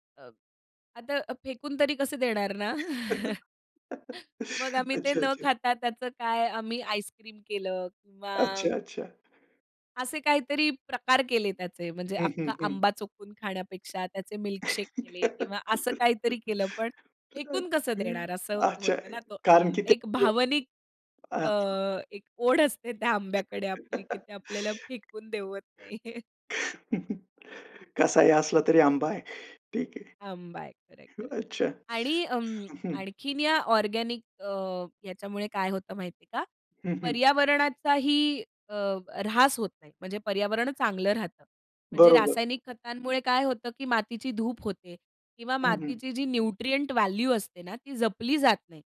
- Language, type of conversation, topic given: Marathi, podcast, सेंद्रिय अन्न खरंच अधिक चांगलं आहे का?
- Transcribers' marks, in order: chuckle; laughing while speaking: "अच्छा, अच्छा"; chuckle; laughing while speaking: "अच्छा. अच्छा"; tapping; laugh; laughing while speaking: "अच्छा. कारण की ते"; unintelligible speech; laughing while speaking: "एक ओढ असते त्या आंब्याकडे आपली की ते आपल्याला फेकून देवत नाही"; chuckle; laughing while speaking: "कसाही असला तरी आंबा आहे. ठीक आहे. अच्छा. हं, हं"; chuckle; in English: "न्यूट्रिएंट व्हॅल्यू"